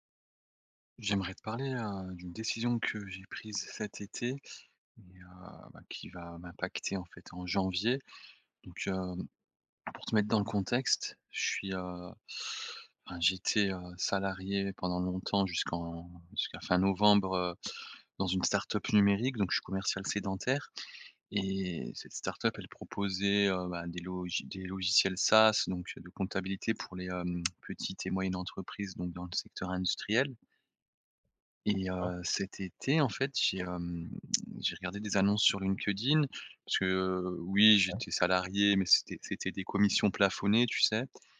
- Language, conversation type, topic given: French, advice, Comment puis-je m'engager pleinement malgré l'hésitation après avoir pris une grande décision ?
- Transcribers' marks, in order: tapping